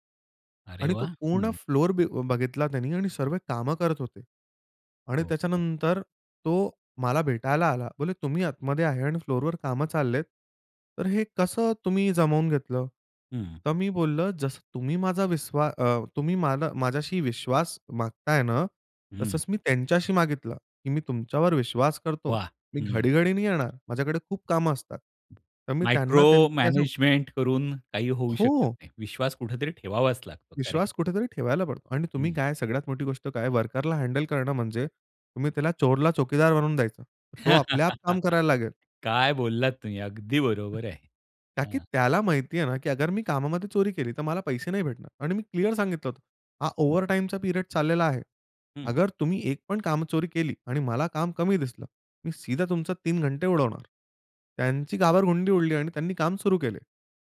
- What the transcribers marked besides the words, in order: other background noise; in English: "मायक्रो"; unintelligible speech; in English: "करेक्ट"; in English: "वर्करला हँडल"; laugh; in English: "ओव्हरटाईमचा पिरियड"
- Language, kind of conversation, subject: Marathi, podcast, ऑफिसमध्ये विश्वास निर्माण कसा करावा?